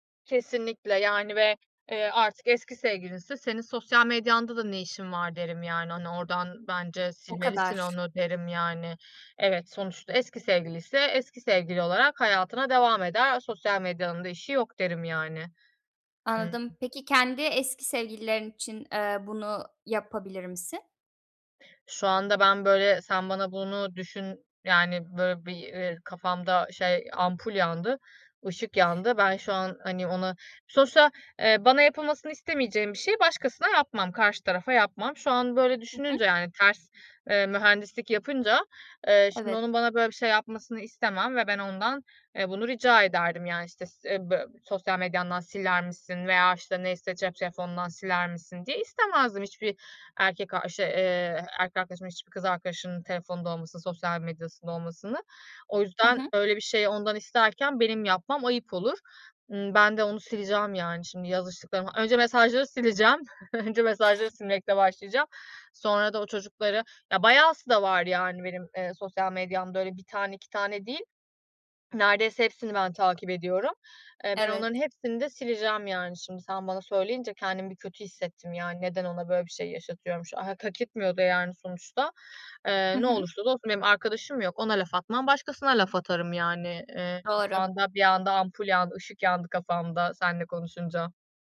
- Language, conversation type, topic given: Turkish, advice, Eski sevgilimle iletişimi kesmekte ve sınır koymakta neden zorlanıyorum?
- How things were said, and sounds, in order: tapping; other background noise; unintelligible speech; laughing while speaking: "sileceğim"; chuckle